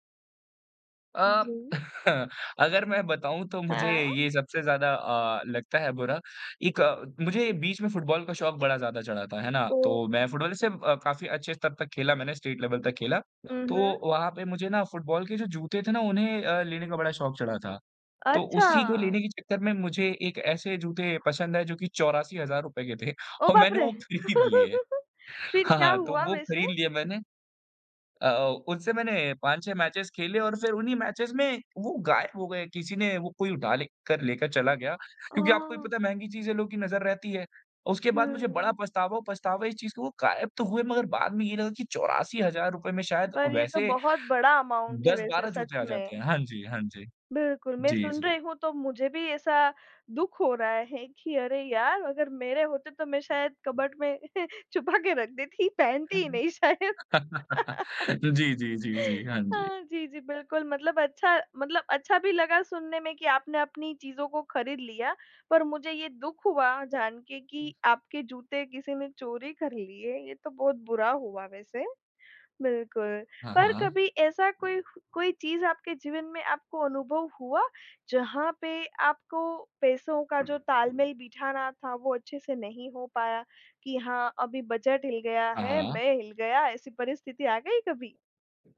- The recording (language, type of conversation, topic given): Hindi, podcast, पैसे बचाने और खर्च करने के बीच आप फैसला कैसे करते हैं?
- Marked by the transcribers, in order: laugh; in English: "स्टेट लेवल"; tapping; surprised: "ओह बाप रे!"; laughing while speaking: "और मैंने वो खरीद लिए"; laugh; in English: "मैचेस"; in English: "मैचेस"; in English: "अमाउंट"; in English: "कबर्ड"; laughing while speaking: "में छुपा के रख देती पहनती ही नहीं शायद"; chuckle; laugh